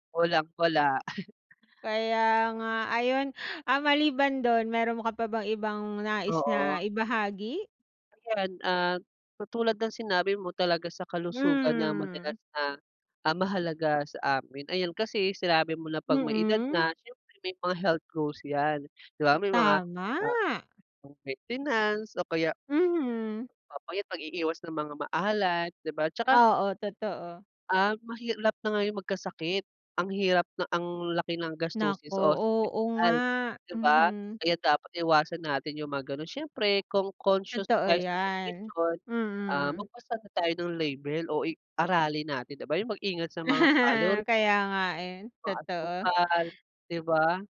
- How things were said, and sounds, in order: snort; laugh
- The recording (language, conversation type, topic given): Filipino, unstructured, Paano mo pinipili ang mga pagkaing kinakain mo araw-araw?